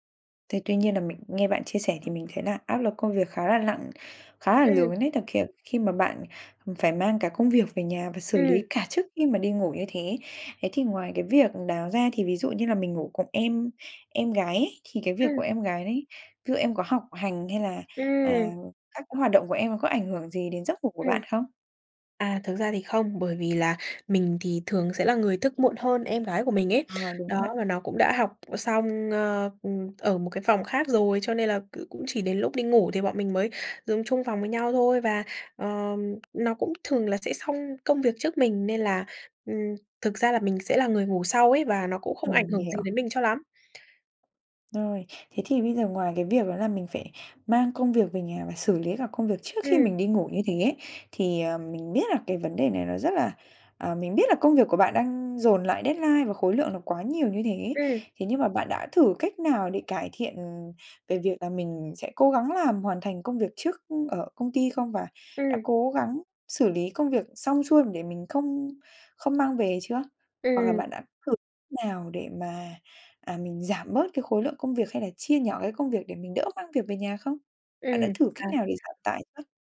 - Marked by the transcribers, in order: tapping; other noise; in English: "deadline"
- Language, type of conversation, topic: Vietnamese, advice, Làm sao để cải thiện giấc ngủ khi tôi bị căng thẳng công việc và hay suy nghĩ miên man?